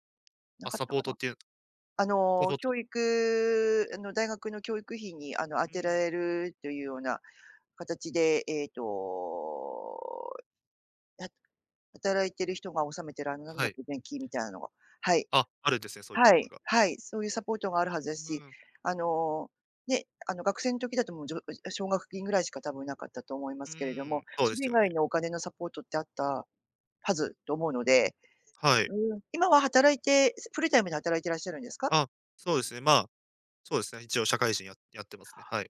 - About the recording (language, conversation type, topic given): Japanese, advice, 学校に戻って学び直すべきか、どう判断すればよいですか？
- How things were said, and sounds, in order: stressed: "はず"; other noise